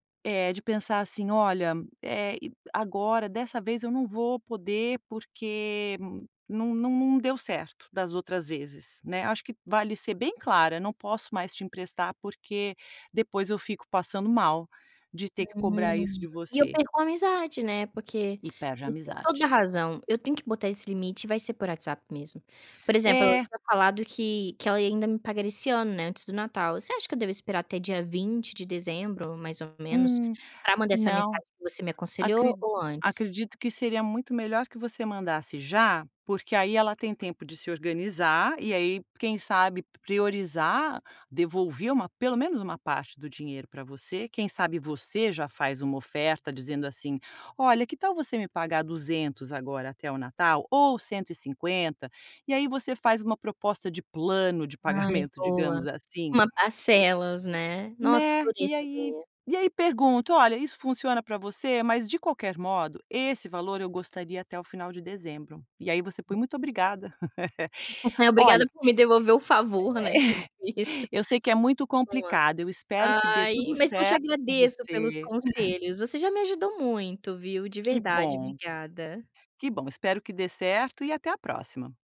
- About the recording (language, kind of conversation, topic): Portuguese, advice, Como posso estabelecer limites com um amigo que pede favores demais?
- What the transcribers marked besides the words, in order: tapping; other background noise; chuckle; chuckle; laugh; chuckle; chuckle